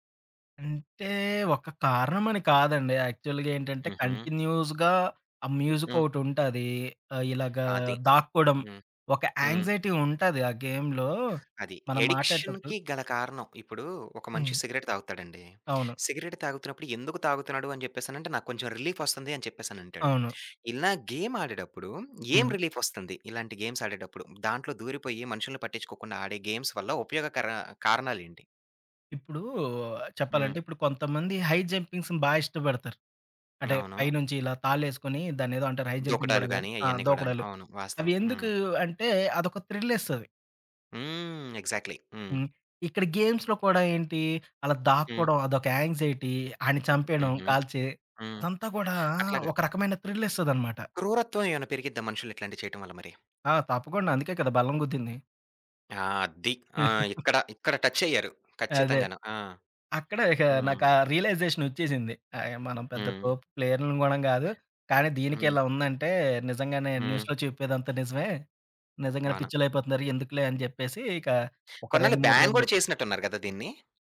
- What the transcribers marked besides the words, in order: in English: "యాక్చువల్‌గా"; in English: "కంటిన్యూయస్‌గా"; in English: "మ్యూజిక్"; in English: "యాంక్సైటీ"; in English: "గేమ్‌లో"; in English: "అడిక్షన్‌కి"; in English: "సిగరెట్"; in English: "సిగరెట్"; in English: "రిలీఫ్"; in English: "గేమ్"; in English: "రిలీఫ్"; in English: "గేమ్స్"; in English: "గేమ్స్"; in English: "హై జంపింగ్స్‌ని"; in English: "హై జంపింగ్"; in English: "ఎగ్జాక్ట్‌లీ"; in English: "గేమ్స్‌లో"; in English: "యాంక్సైటీ"; other background noise; chuckle; in English: "న్యూస్‌లో"; in English: "బ్యాన్"
- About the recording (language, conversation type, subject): Telugu, podcast, కల్పిత ప్రపంచాల్లో ఉండటం మీకు ఆకర్షణగా ఉందా?